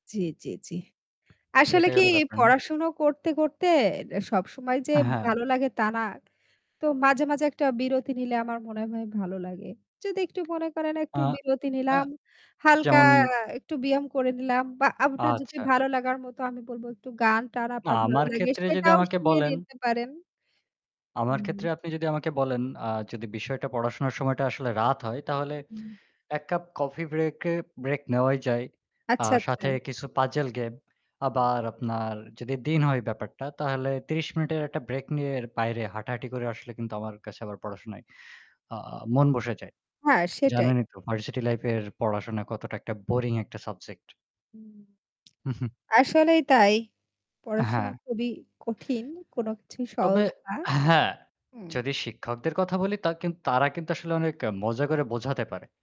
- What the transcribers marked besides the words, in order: static; tapping; drawn out: "হালকা"; other noise; lip smack; chuckle
- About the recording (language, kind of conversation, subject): Bengali, unstructured, আপনি কীভাবে পড়াশোনাকে আরও মজাদার করে তুলতে পারেন?